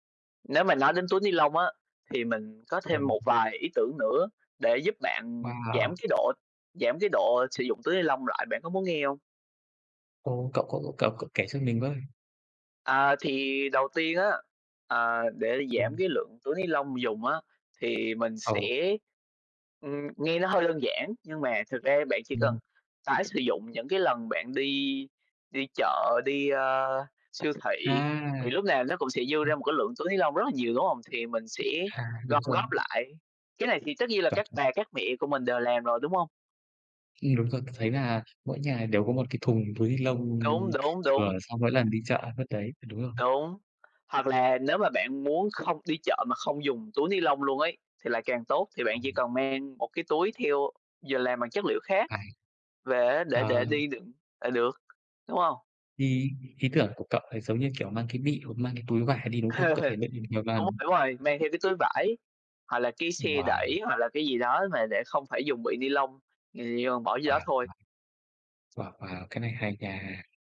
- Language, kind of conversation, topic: Vietnamese, unstructured, Làm thế nào để giảm rác thải nhựa trong nhà bạn?
- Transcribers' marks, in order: other background noise; tapping; laugh